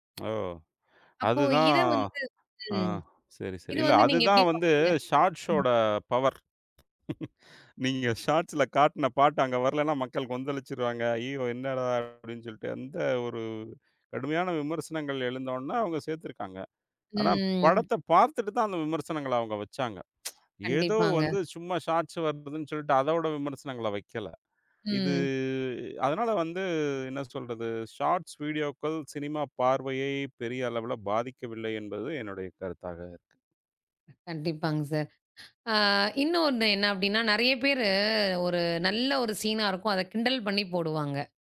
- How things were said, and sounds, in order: tapping; drawn out: "அதுதான்"; in English: "ஷாட்ஷோட"; other background noise; laughing while speaking: "நீங்க ஷாட்ஸ்ல காட்டின பாட்டு அங்க வரலைன்னா மக்கள் கொந்தளிச்சுருவாங்க! அய்யய்யோ, என்னாடதர் அப்படின்னு சொல்ட்டு"; in English: "ஷாட்ஸ்ல"; drawn out: "ம்"; in English: "ஷாட்ஸ்"; "வந்துதுன்னு" said as "வப்புதுன்னு"; drawn out: "இது"; in English: "ஷாட்ஸ்"; in English: "சீன்னா"
- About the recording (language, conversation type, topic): Tamil, podcast, குறுந்தொகுப்பு காணொளிகள் சினிமா பார்வையை பாதித்ததா?